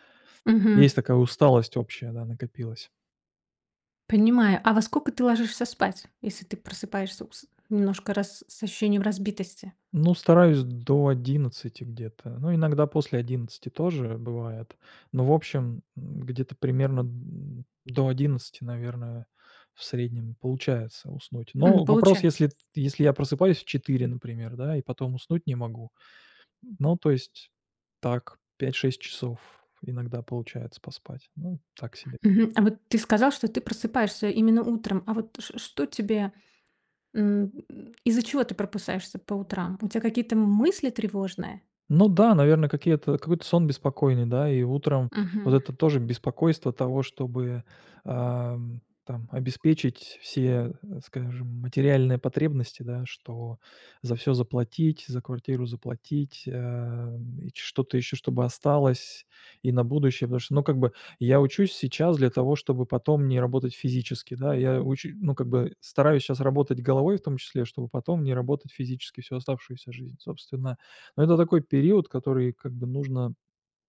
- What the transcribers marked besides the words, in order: "просыпаешься" said as "пропысаешься"; tapping
- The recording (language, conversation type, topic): Russian, advice, Как справиться со страхом повторного выгорания при увеличении нагрузки?